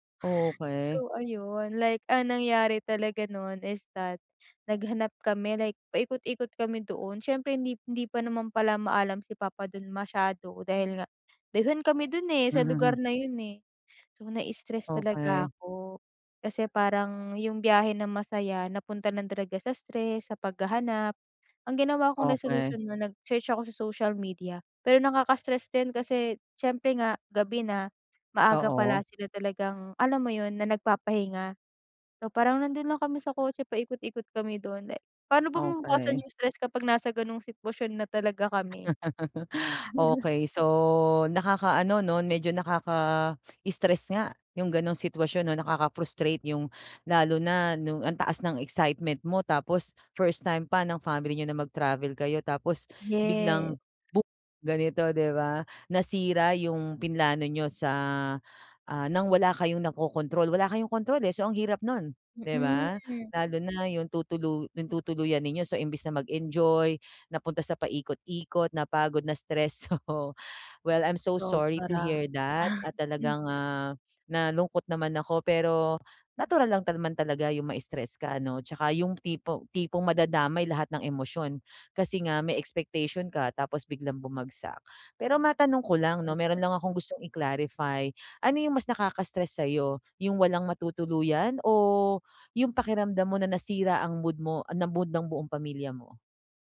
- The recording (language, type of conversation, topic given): Filipino, advice, Paano mo mababawasan ang stress at mas maayos na mahaharap ang pagkaantala sa paglalakbay?
- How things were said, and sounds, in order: tapping; laugh; chuckle; other background noise; laughing while speaking: "So"; in English: "I'm so sorry to hear that"; chuckle